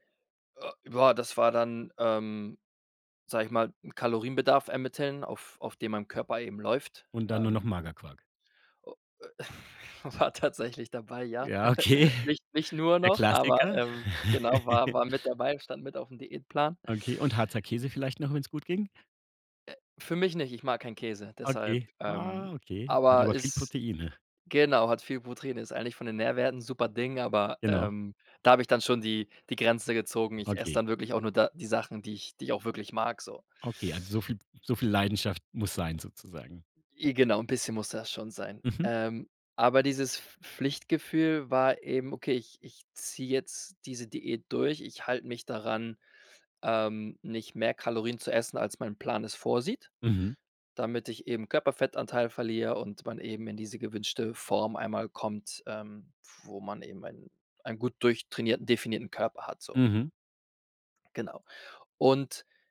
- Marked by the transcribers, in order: chuckle; laughing while speaking: "War"; giggle; laughing while speaking: "okay"; laugh
- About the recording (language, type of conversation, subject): German, podcast, Treibt dich eher Leidenschaft oder Pflichtgefühl an?